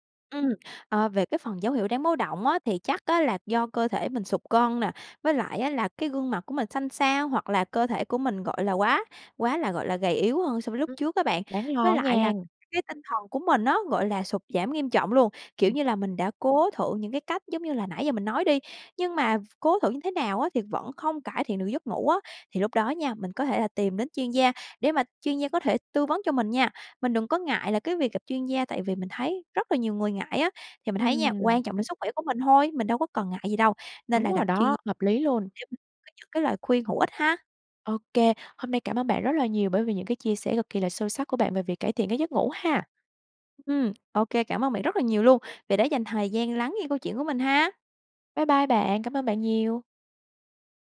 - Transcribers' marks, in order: tapping
- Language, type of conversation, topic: Vietnamese, podcast, Thói quen ngủ ảnh hưởng thế nào đến mức stress của bạn?